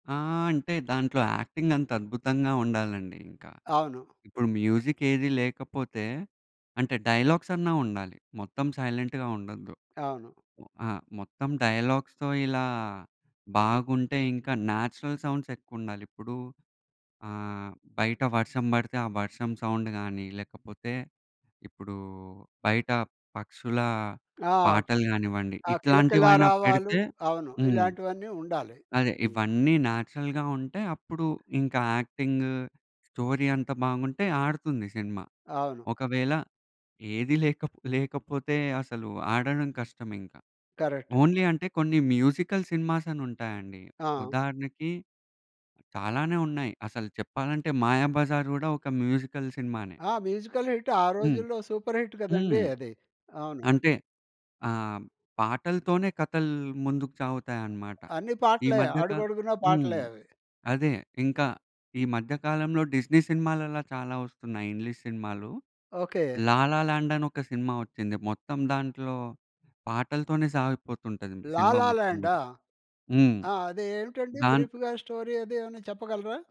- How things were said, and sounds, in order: in English: "యాక్టింగ్"; other background noise; in English: "మ్యూజిక్"; in English: "డైలాగ్స్"; in English: "సైలెంట్‌గా"; in English: "డైలాగ్స్‌తో"; in English: "న్యాచురల్ సౌండ్స్"; in English: "సౌండ్"; in English: "న్యాచురల్‌గా"; in English: "యాక్టింగ్, స్టోరీ"; in English: "మ్యూజికల్ సినిమాస్"; in English: "కరెక్ట్"; in English: "మ్యూజికల్ సినిమానే"; in English: "మ్యూజికల్ హిట్"; in English: "సూపర్ హిట్"; in English: "ఇంగ్లీష్"; in English: "బ్రీఫ్‌గా స్టోరీ"
- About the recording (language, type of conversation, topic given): Telugu, podcast, సినిమా సంగీతం కథను చెప్పడంలో ఎంతవరకు సహాయపడుతుందని మీరు అనుకుంటారు?